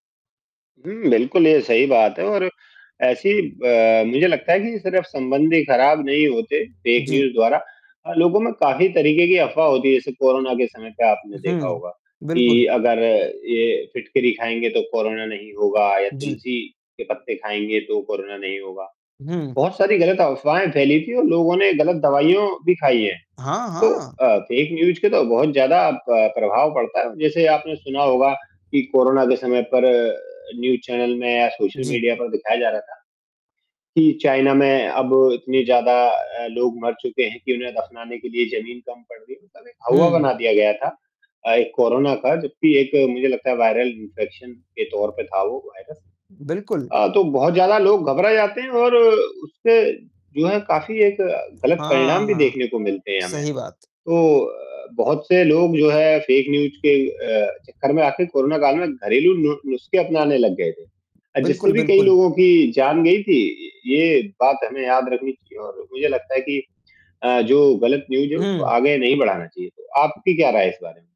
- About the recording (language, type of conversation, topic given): Hindi, unstructured, फेक न्यूज़ का समाज पर क्या प्रभाव पड़ता है?
- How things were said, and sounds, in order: distorted speech; static; in English: "फेक न्यूज़"; mechanical hum; in English: "फेक न्यूज़"; in English: "न्यूज़"; tapping; in English: "फेक न्यूज़"; in English: "न्यूज़"